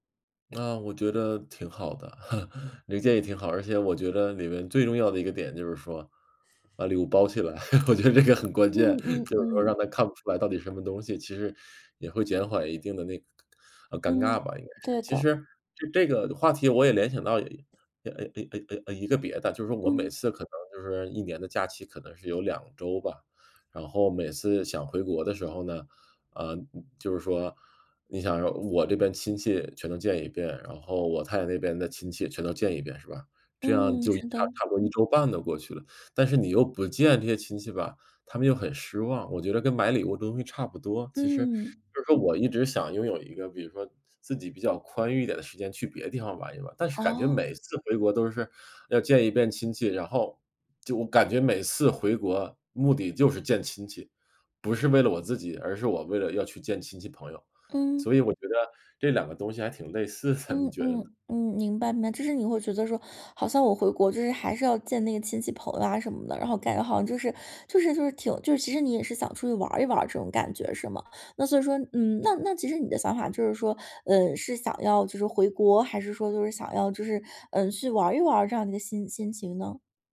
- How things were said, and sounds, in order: chuckle; other background noise; chuckle
- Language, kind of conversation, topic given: Chinese, advice, 节日礼物开销让你压力很大，但又不想让家人失望时该怎么办？